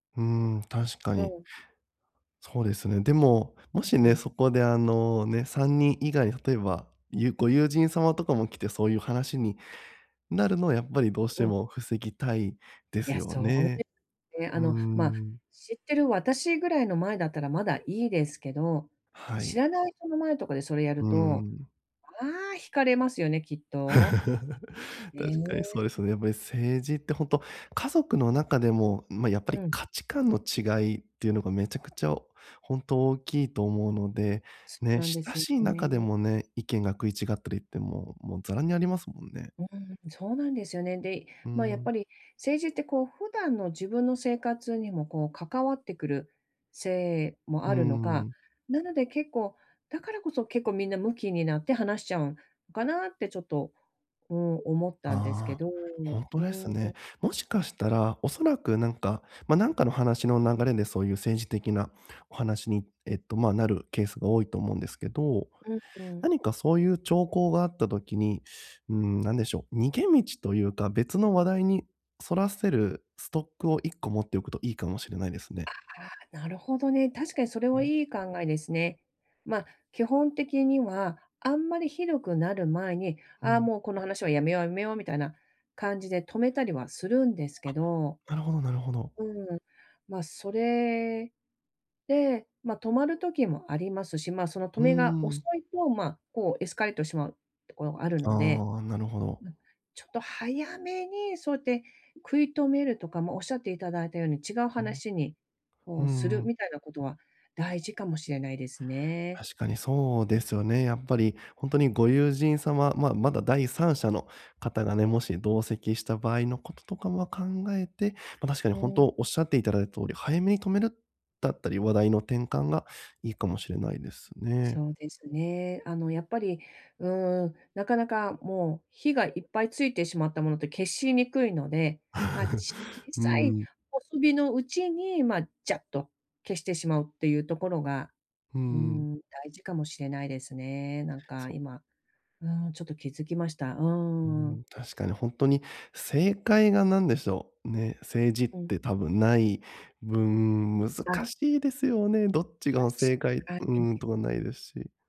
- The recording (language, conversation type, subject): Japanese, advice, 意見が食い違うとき、どうすれば平和的に解決できますか？
- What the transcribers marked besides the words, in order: chuckle; chuckle